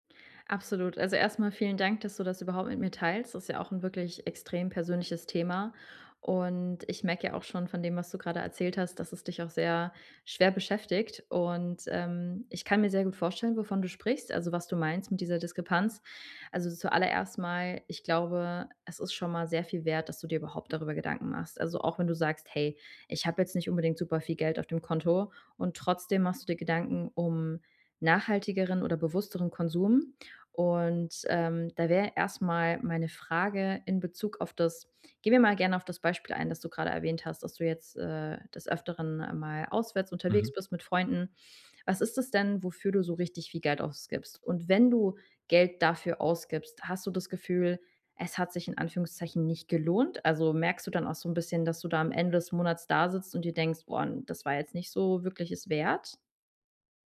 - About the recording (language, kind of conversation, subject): German, advice, Wie kann ich im Alltag bewusster und nachhaltiger konsumieren?
- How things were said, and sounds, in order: none